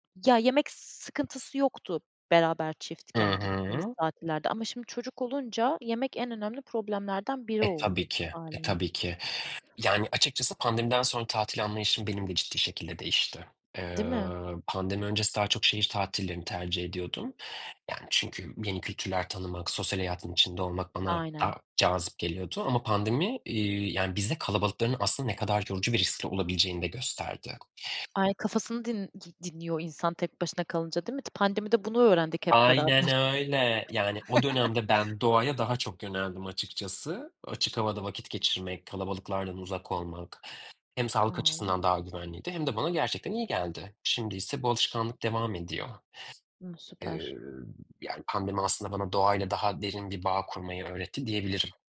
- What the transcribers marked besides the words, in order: other background noise; chuckle; "Tamam" said as "Tağam"
- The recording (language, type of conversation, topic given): Turkish, unstructured, Doğa tatilleri mi yoksa şehir tatilleri mi sana daha çekici geliyor?